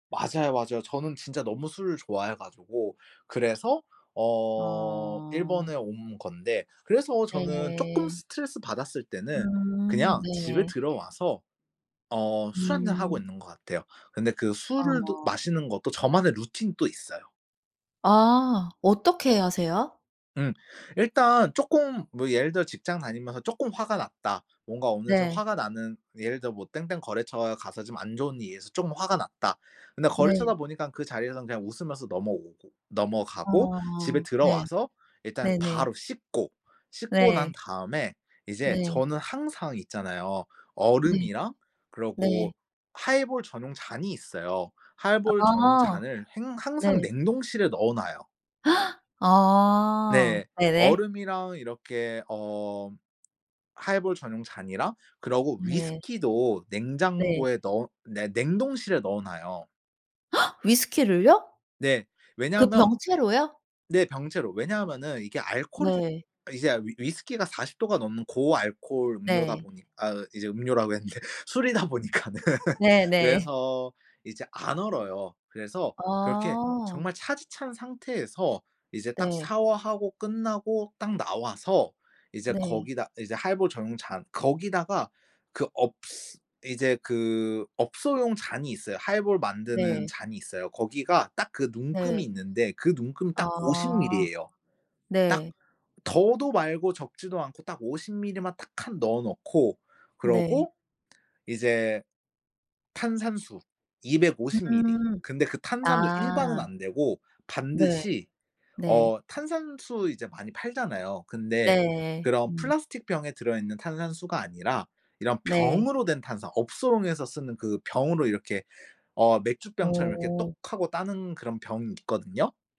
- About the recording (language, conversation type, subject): Korean, podcast, 솔직히 화가 났을 때는 어떻게 해요?
- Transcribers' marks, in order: gasp; gasp; other background noise; unintelligible speech; laughing while speaking: "했는데 술이다 보니까는"; laugh